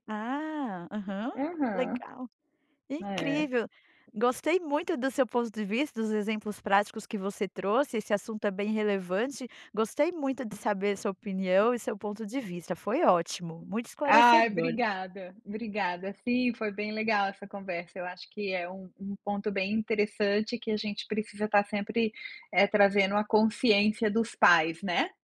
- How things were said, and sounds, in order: tapping
- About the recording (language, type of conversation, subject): Portuguese, podcast, Quais são as expectativas atuais em relação à educação e aos estudos?